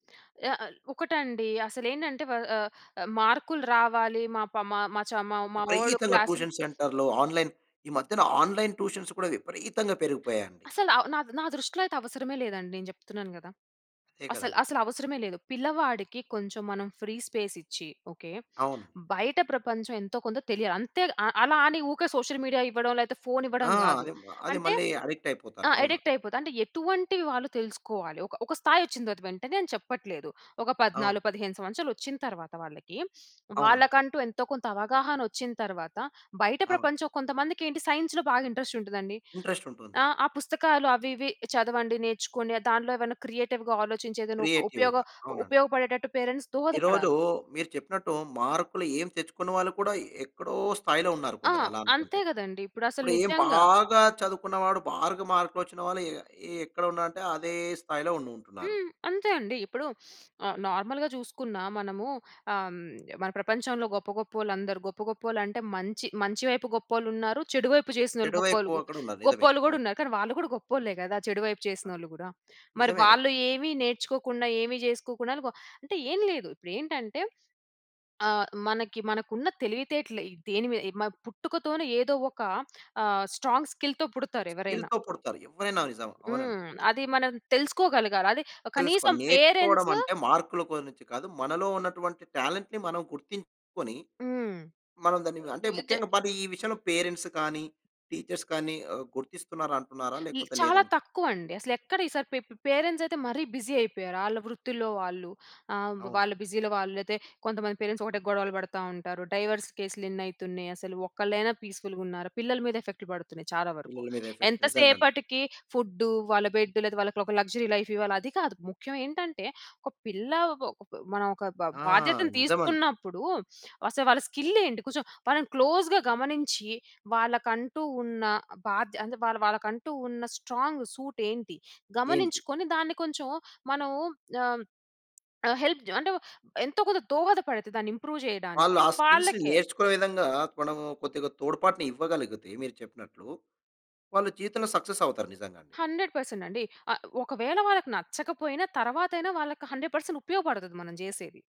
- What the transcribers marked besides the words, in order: in English: "క్లాస్"; in English: "ట్యూషన్"; in English: "ఆన్‌లైన్"; in English: "ఆన్‌లైన్ ట్యూషన్స్"; in English: "ఫ్రీ స్పేస్"; sniff; in English: "సోషల్ మీడియా"; in English: "అడిక్ట్"; in English: "అడిక్ట్"; sniff; in English: "సైన్స్‌లో"; in English: "ఇంట్రెస్ట్"; in English: "ఇంట్రెస్ట్"; in English: "క్రియేటివ్‌గా"; in English: "క్రియేటివ్‌గా"; in English: "పేరెంట్స్"; sniff; in English: "నార్మల్‌గా"; in English: "స్ట్రాంగ్ స్కిల్‌తో"; in English: "స్కిల్‌తో"; in English: "మార్కుల"; in English: "టాలెంట్‌ని"; in English: "పేరెంట్స్"; in English: "టీచర్స్"; in English: "పే పేరెంట్స్"; in English: "బిజీ"; in English: "బిజీలో"; in English: "పేరెంట్స్"; in English: "డైవోర్స్"; in English: "ఎఫెక్ట్"; in English: "బెడ్"; in English: "లక్సరీ లైఫ్"; sniff; in English: "స్కిల్"; in English: "క్లోజ్‌గా"; in English: "స్ట్రాంగ్ సూట్"; tapping; in English: "హెల్ప్"; in English: "ఇంప్రూవ్"; in English: "స్కిల్స్"; in English: "సక్సెస్"; in English: "హండ్రెడ్ పర్సెంట్"; in English: "హండ్రెడ్ పర్సెంట్"
- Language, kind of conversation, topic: Telugu, podcast, మార్కుల కోసం కాకుండా నిజంగా నేర్చుకోవడం అంటే నీకు ఏమిటి?